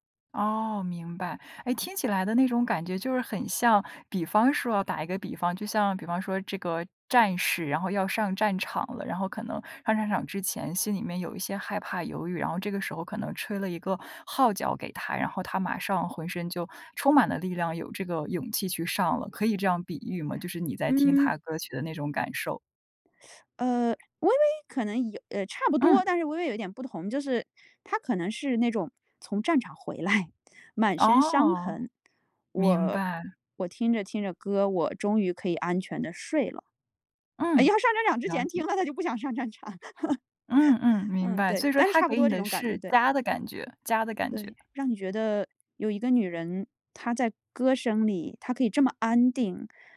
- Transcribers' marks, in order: other background noise; teeth sucking; tapping; laughing while speaking: "回来"; laughing while speaking: "要上战场之前听了它就不想上战场"; laugh
- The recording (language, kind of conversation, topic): Chinese, podcast, 你最喜欢的歌手是谁？为什么喜欢他/她？